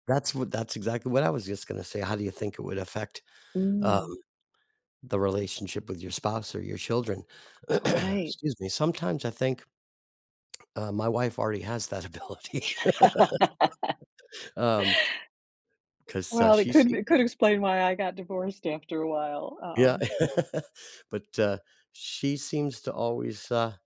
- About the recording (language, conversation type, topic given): English, unstructured, How might understanding others' unspoken thoughts affect your relationships and communication?
- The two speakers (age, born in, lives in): 55-59, United States, United States; 70-74, United States, United States
- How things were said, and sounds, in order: other background noise; throat clearing; laugh; laughing while speaking: "ability"; laugh; tapping; laugh